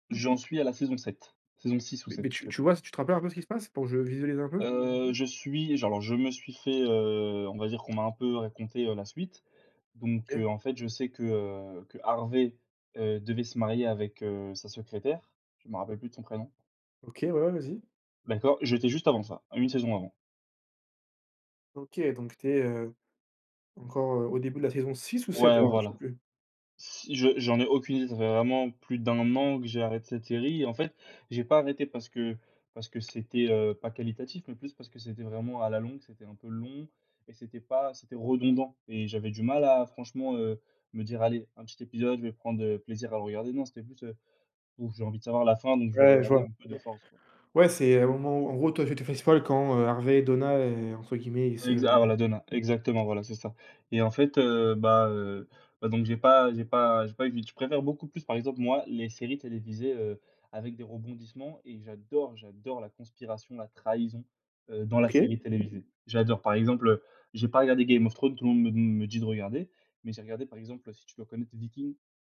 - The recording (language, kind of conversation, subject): French, unstructured, Quelle série télévisée recommanderais-tu à un ami ?
- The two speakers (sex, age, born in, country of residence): male, 20-24, France, France; male, 20-24, France, France
- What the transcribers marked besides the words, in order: other background noise; tapping; in English: "spoil"